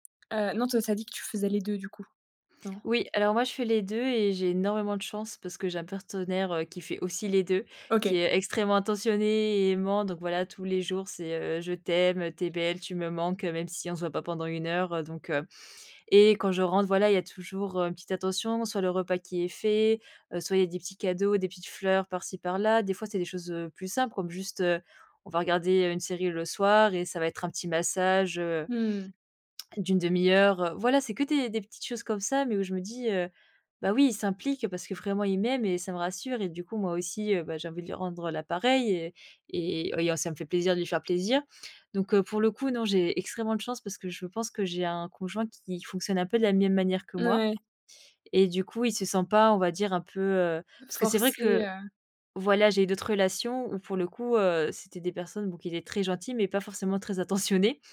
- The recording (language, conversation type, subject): French, podcast, Préférez-vous des mots doux ou des gestes concrets à la maison ?
- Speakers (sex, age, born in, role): female, 25-29, France, guest; female, 30-34, France, host
- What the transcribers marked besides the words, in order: "même" said as "miême"